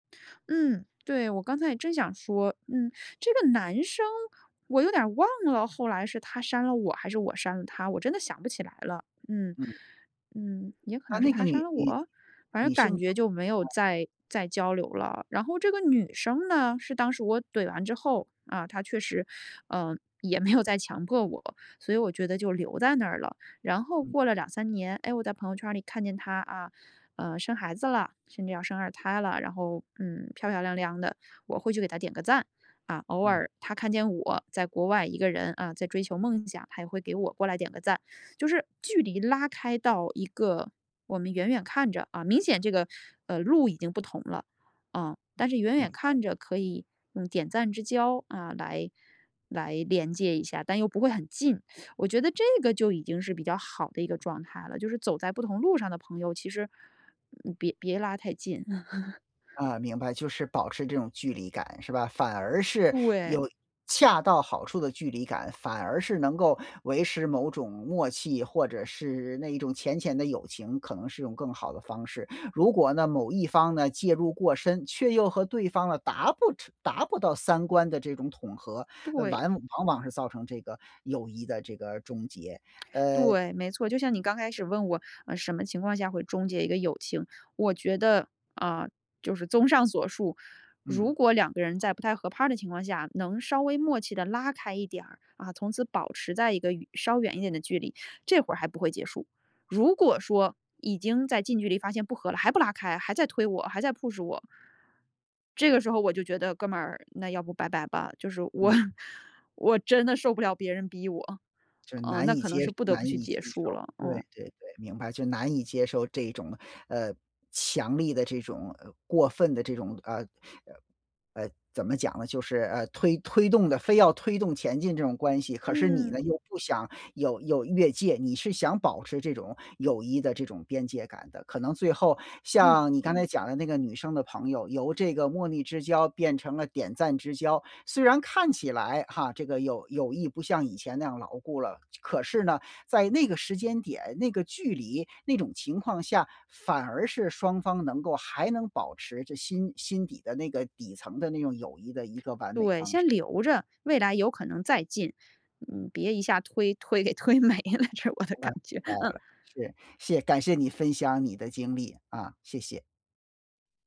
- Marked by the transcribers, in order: laughing while speaking: "没"; teeth sucking; laugh; other background noise; laughing while speaking: "上"; in English: "push"; laughing while speaking: "我"; laughing while speaking: "给推没了，这是我的感觉，嗯"
- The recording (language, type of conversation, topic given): Chinese, podcast, 什么时候你会选择结束一段友情？